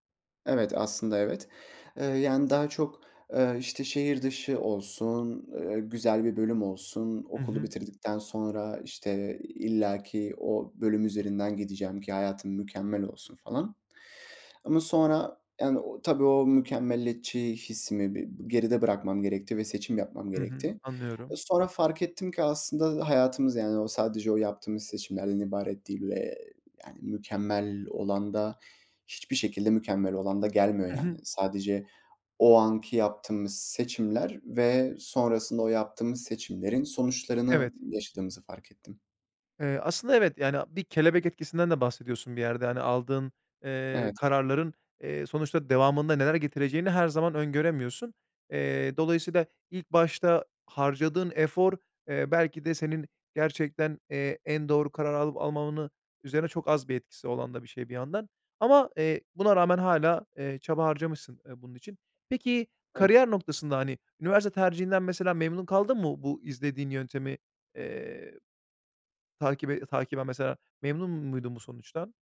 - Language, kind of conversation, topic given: Turkish, podcast, Seçim yaparken 'mükemmel' beklentisini nasıl kırarsın?
- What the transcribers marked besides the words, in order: none